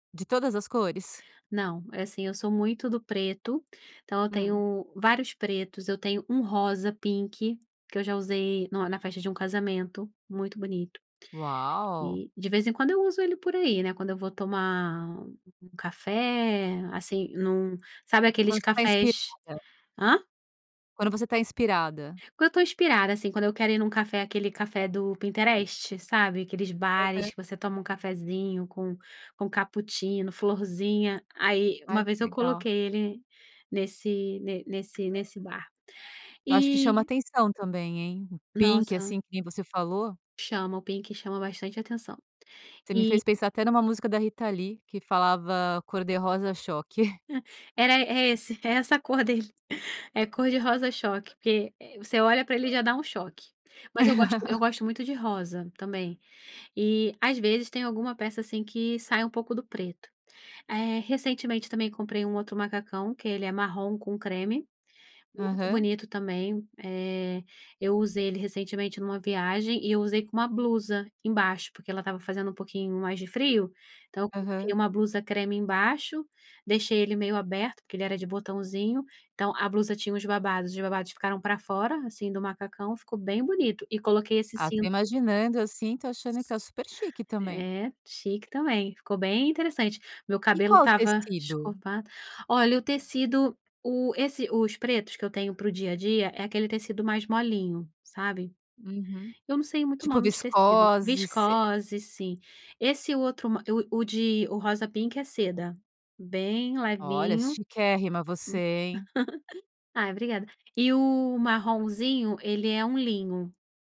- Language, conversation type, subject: Portuguese, podcast, Que peça de roupa mudou seu jeito de se vestir e por quê?
- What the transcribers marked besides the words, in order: in English: "pink"; in English: "pink"; in English: "pink"; other noise; laugh; in English: "pink"; laugh